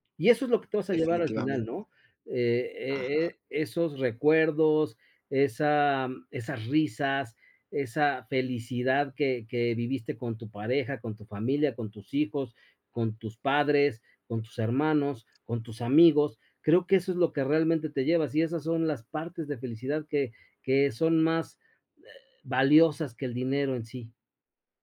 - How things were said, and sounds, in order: other background noise
- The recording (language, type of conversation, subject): Spanish, unstructured, ¿Crees que el dinero compra la felicidad?
- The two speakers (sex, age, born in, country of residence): male, 30-34, Mexico, Mexico; male, 50-54, Mexico, Mexico